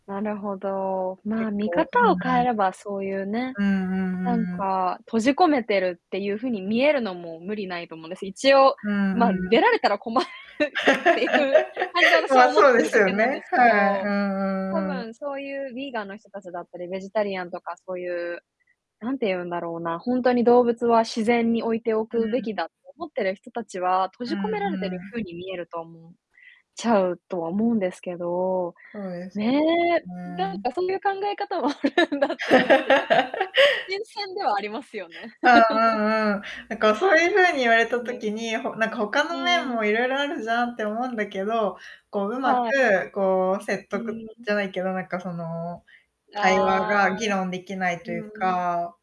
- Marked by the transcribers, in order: distorted speech; tapping; laughing while speaking: "困るっていう"; laugh; laughing while speaking: "あるんだって"; laugh; other background noise; laugh; laughing while speaking: "うーん"
- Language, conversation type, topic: Japanese, unstructured, 動物園の動物は幸せだと思いますか？